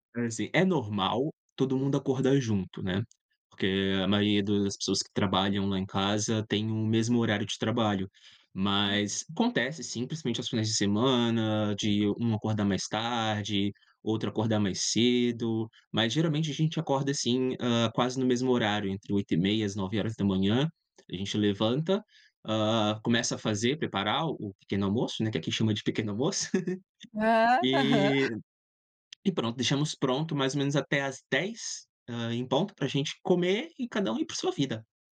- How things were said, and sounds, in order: giggle
- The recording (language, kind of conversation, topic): Portuguese, podcast, Como é o ritual do café da manhã na sua casa?